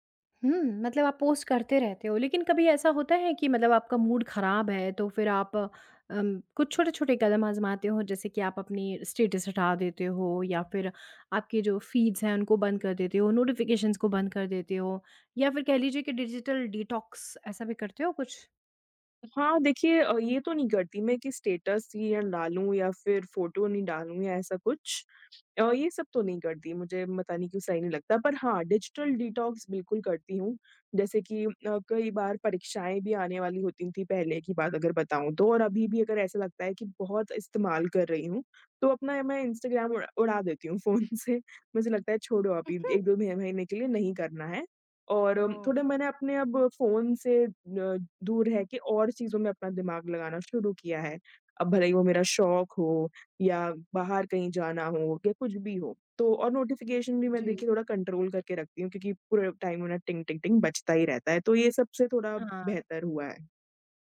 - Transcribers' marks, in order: in English: "पोस्ट"; in English: "मूड"; tapping; in English: "फ़ीड्स"; in English: "नोटिफिकेशंस"; in English: "डिजिटल डिटॉक्स"; in English: "स्टेटस"; in English: "डिजिटल डिटॉक्स"; laughing while speaking: "फ़ोन से"; chuckle; other noise; in English: "नोटिफिकेशन"; in English: "कंट्रोल"; in English: "टाइम"
- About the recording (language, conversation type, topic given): Hindi, podcast, सोशल मीडिया देखने से आपका मूड कैसे बदलता है?